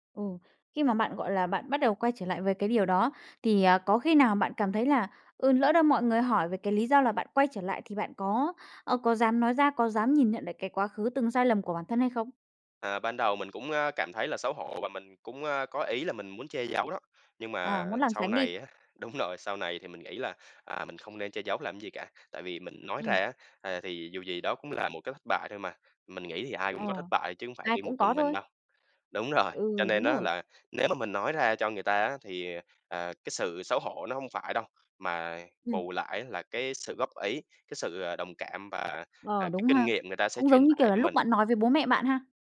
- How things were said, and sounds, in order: tapping; other background noise; laughing while speaking: "đúng rồi"
- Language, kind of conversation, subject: Vietnamese, podcast, Bạn thường bắt đầu lại ra sao sau khi vấp ngã?